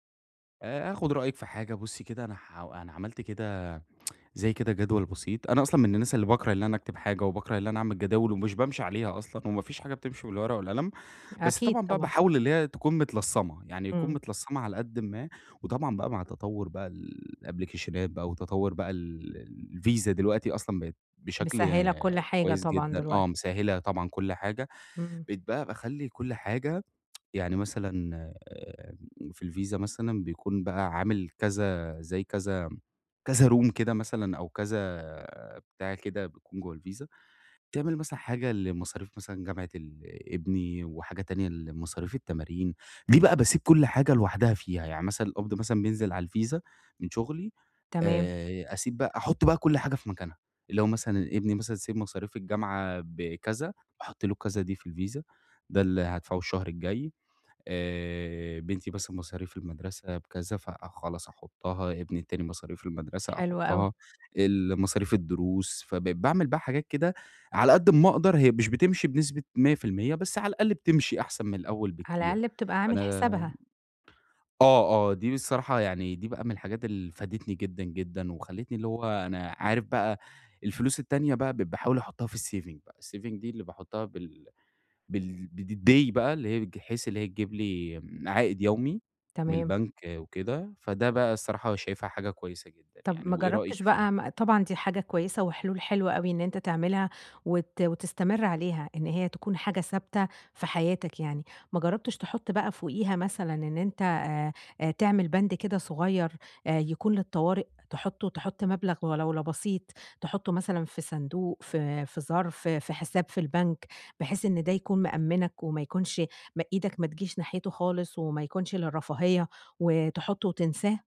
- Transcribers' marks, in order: tsk; in English: "الأبلكيشنات"; tsk; in English: "room"; in English: "say"; in English: "الsaving"; in English: "بالday"
- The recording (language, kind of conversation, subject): Arabic, advice, إزاي أوازن بين راحتي والادخار في مصاريفي اليومية؟